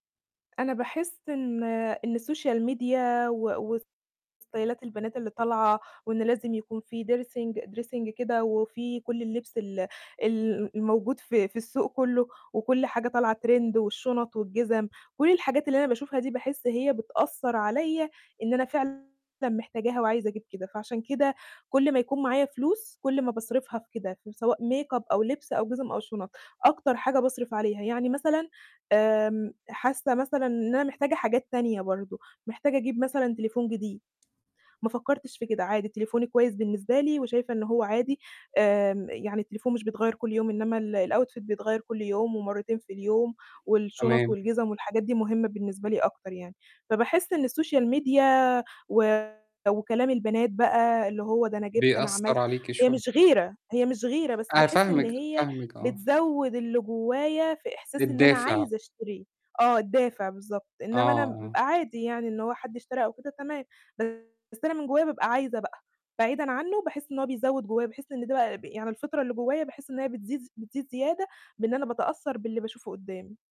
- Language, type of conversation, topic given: Arabic, advice, إزاي أفرق بين اللي أنا عايزه بجد وبين اللي ضروري؟
- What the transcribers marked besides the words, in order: tapping; in English: "السوشيال ميديا"; distorted speech; in English: "وستايلات"; in English: "dersing dressing"; "dressing" said as "dersing"; in English: "trend"; in English: "ميك أب"; in English: "الoutfit"; in English: "السوشيال ميديا"; static